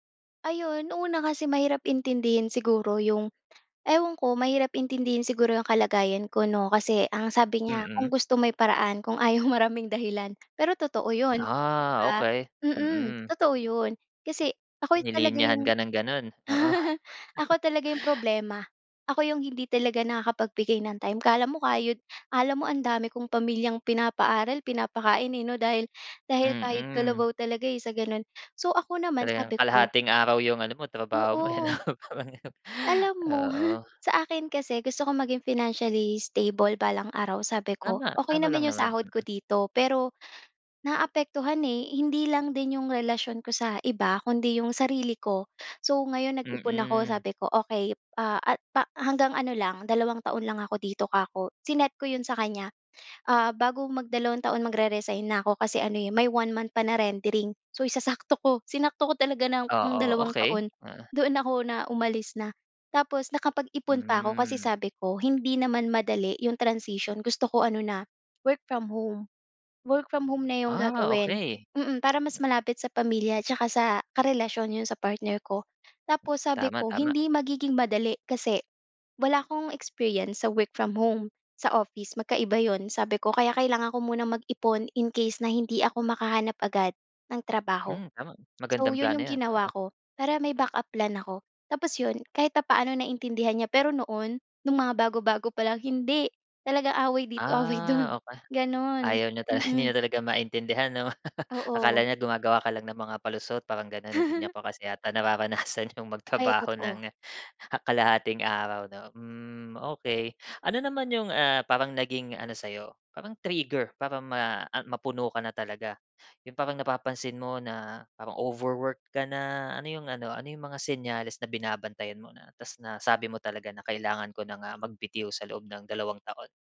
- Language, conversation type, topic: Filipino, podcast, Ano ang pinakamahirap sa pagbabalansi ng trabaho at relasyon?
- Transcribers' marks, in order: other background noise; laughing while speaking: "kung ayaw maraming dahilan"; laugh; laugh; laughing while speaking: "‘no? Parang ganun"; chuckle; in English: "financially stable"; in English: "mag-re-resign"; in English: "rendering"; in English: "transition"; in English: "work from home. Work from home"; in English: "experience sa work from home, sa office"; in English: "in case"; in English: "backup plan"; laughing while speaking: "ta"; laughing while speaking: "away dun"; laugh; laugh; laughing while speaking: "nararanasan 'yong magtrabaho nang kalahating"; in English: "trigger"; in English: "overwork"